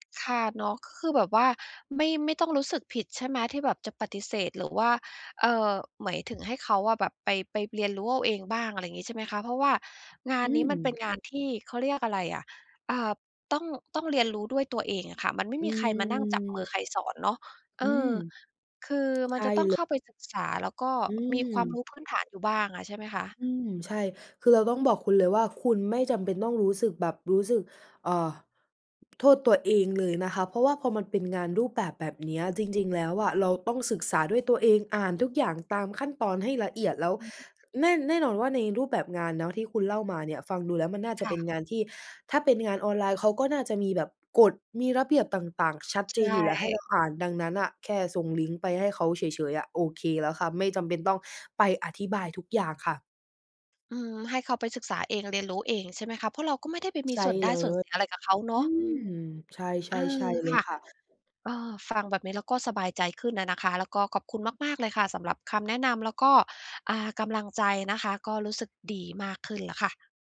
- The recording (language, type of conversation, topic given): Thai, advice, จะพูดว่า “ไม่” กับคนใกล้ชิดอย่างไรดีเมื่อปฏิเสธยาก?
- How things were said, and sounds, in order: none